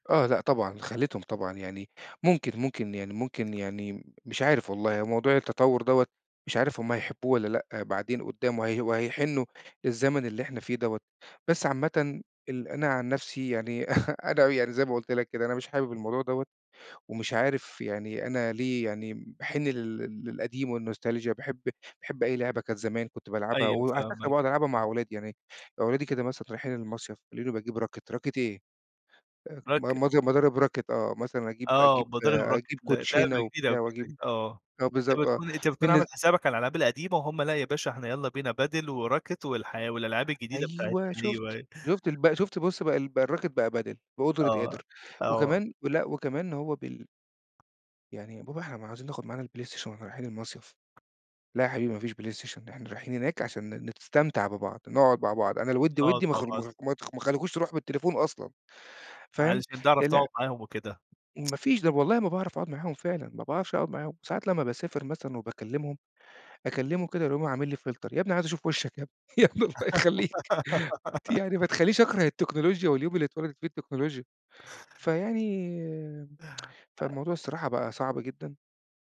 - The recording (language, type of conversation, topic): Arabic, podcast, إيه اللعبة اللي كان ليها تأثير كبير على عيلتك؟
- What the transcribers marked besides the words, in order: tapping; chuckle; in English: "والنوستالجيا"; other background noise; in English: "راكِت"; chuckle; in English: "فلتر"; laugh; laughing while speaking: "يا ابني الله يخلّيك"; tsk; other noise